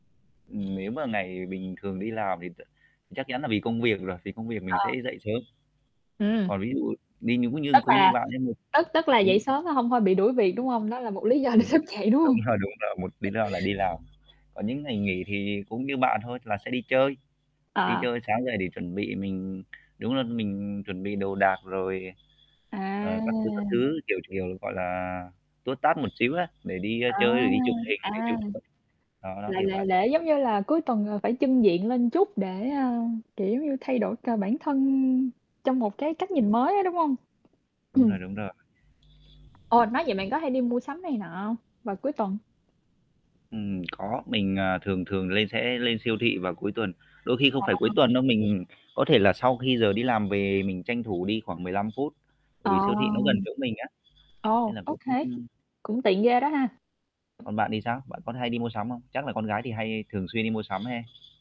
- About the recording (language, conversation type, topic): Vietnamese, unstructured, Bạn thường làm gì để tạo động lực cho mình vào mỗi buổi sáng?
- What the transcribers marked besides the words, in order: static; distorted speech; other background noise; laughing while speaking: "Đúng rồi, đúng rồi"; laughing while speaking: "để thức dậy"; chuckle; tapping; unintelligible speech; mechanical hum